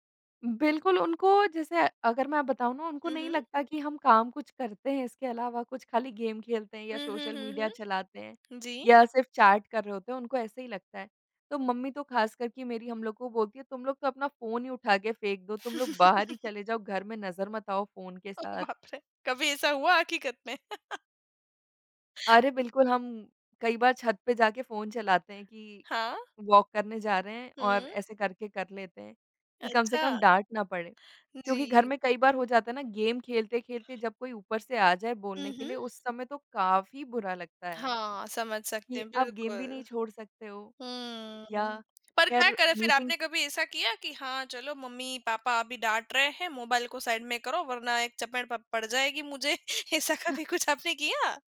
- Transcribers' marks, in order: in English: "गेम"; laugh; laughing while speaking: "ओ बाप रे!"; laugh; in English: "वॉक"; in English: "गेम"; in English: "गेम"; tapping; in English: "साइड"; laughing while speaking: "ऐसा कभी कुछ आपने किया?"
- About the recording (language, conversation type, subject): Hindi, podcast, मोबाइल और सामाजिक माध्यमों ने घर को कैसे बदल दिया है?